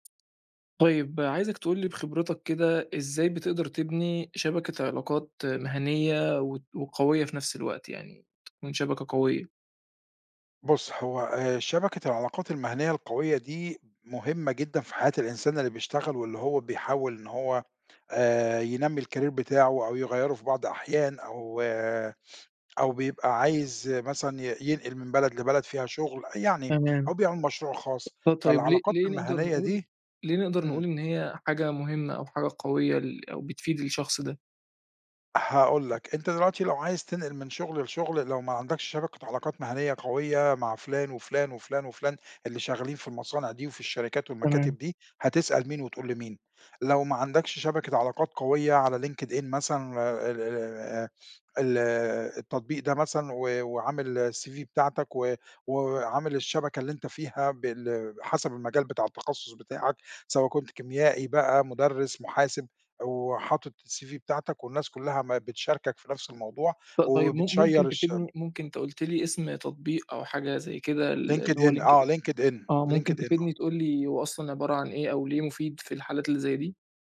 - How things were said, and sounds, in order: in English: "الcareer"; tapping; in English: "الCV"; in English: "الCV"; in English: "وبتشيَّر"
- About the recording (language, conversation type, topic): Arabic, podcast, ازاي تبني شبكة علاقات مهنية قوية؟